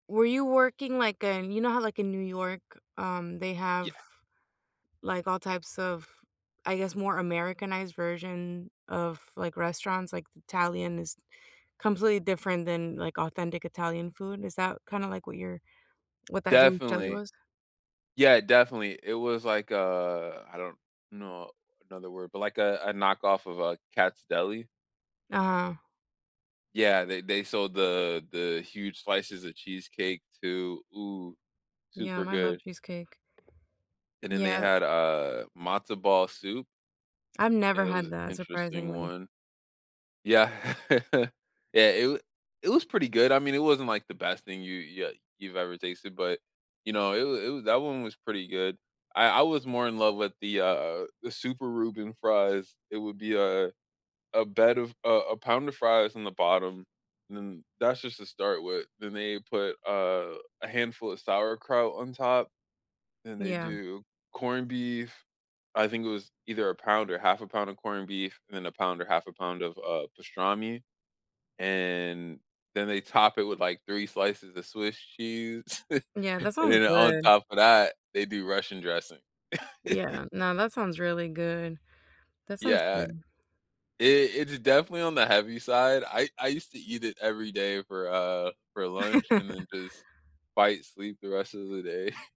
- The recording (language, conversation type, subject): English, unstructured, What is your favorite type of cuisine, and why?
- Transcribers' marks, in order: tapping; other background noise; chuckle; chuckle; chuckle; laugh; laugh